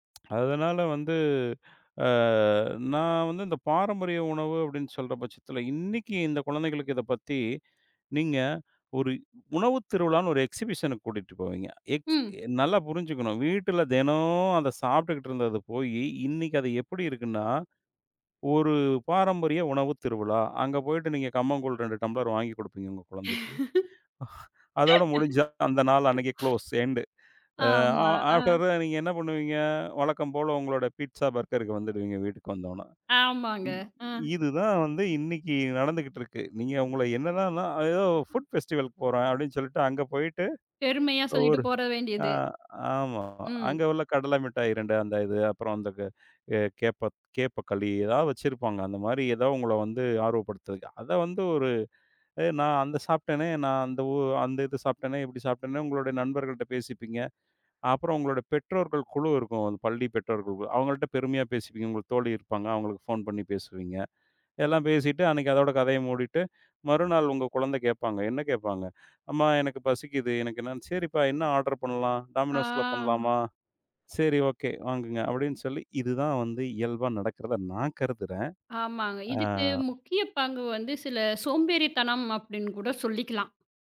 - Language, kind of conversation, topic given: Tamil, podcast, பாரம்பரிய உணவுகளை அடுத்த தலைமுறைக்கு எப்படிக் கற்றுக்கொடுப்பீர்கள்?
- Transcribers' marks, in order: other noise; in English: "எக்ஸிபிஷன்க்கு"; in English: "எக்ஸ்"; chuckle; laugh; tapping; in English: "க்ளோஸ், எண்டு"; in English: "ஆஃப்டர் தட்"; in English: "பீட்சா, பர்கர்க்கு"; in English: "ஃபுட் ஃபெஸ்டிவல்க்கு"; other background noise; "போக" said as "போற"; drawn out: "ஆ"; in English: "ஆர்டர்"; in English: "டாமினோஸ்ல"